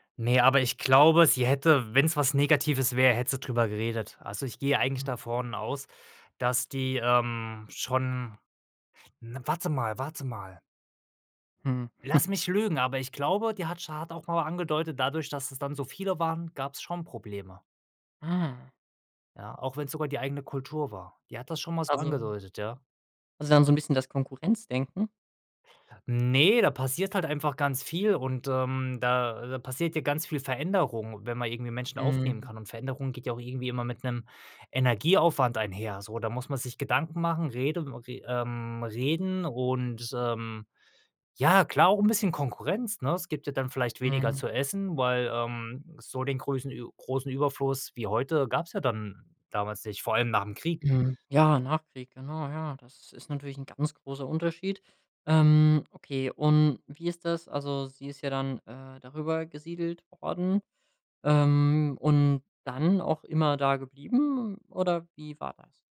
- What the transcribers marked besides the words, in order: chuckle; drawn out: "Ah"
- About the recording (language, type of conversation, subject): German, podcast, Welche Geschichten über Krieg, Flucht oder Migration kennst du aus deiner Familie?